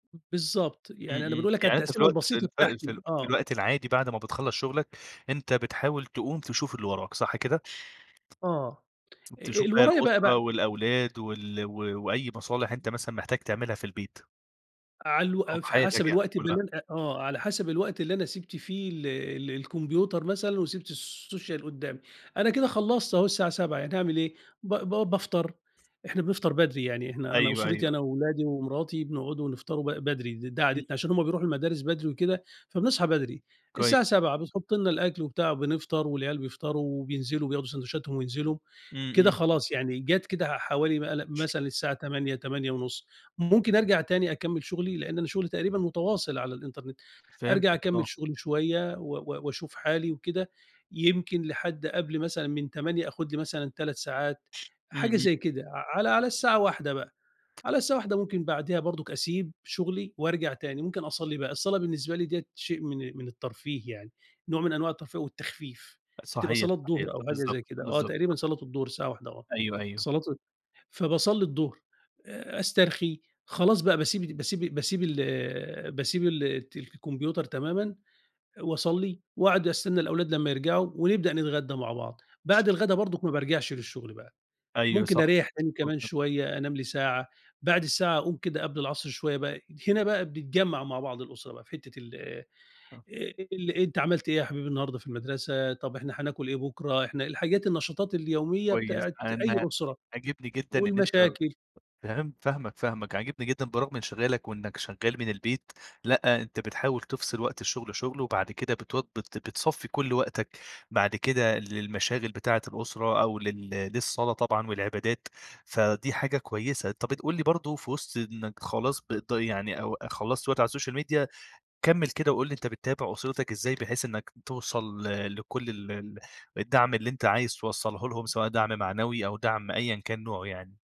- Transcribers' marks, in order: tapping; in English: "السوشيال"; other background noise; unintelligible speech; in English: "السوشيال ميديا"
- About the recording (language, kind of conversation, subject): Arabic, podcast, إيه نصايحك لتنظيم الوقت على السوشيال ميديا؟